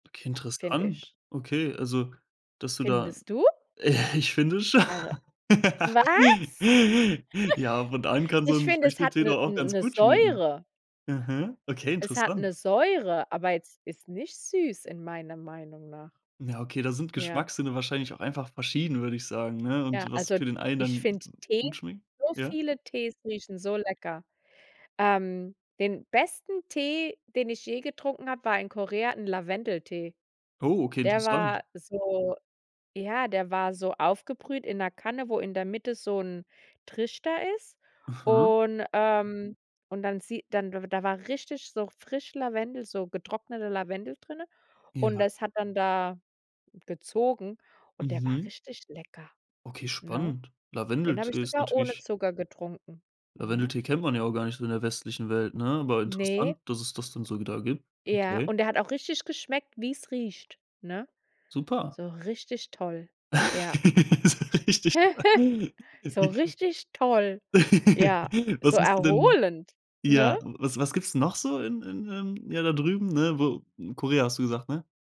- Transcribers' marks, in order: chuckle; laughing while speaking: "schon"; surprised: "was?"; laugh; joyful: "und allen kann so 'n Früchtetee doch auch ganz gut schmecken"; laugh; laughing while speaking: "So richtig"; laugh
- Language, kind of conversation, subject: German, podcast, Welche rolle spielt der Geruch beim Entdecken neuer Geschmackswelten für dich?